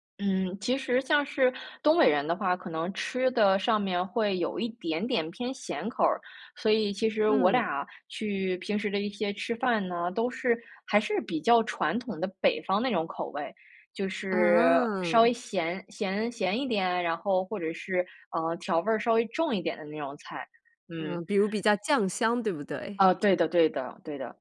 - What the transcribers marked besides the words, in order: none
- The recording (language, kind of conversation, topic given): Chinese, podcast, 离开家乡后，你是如何保留或调整原本的习俗的？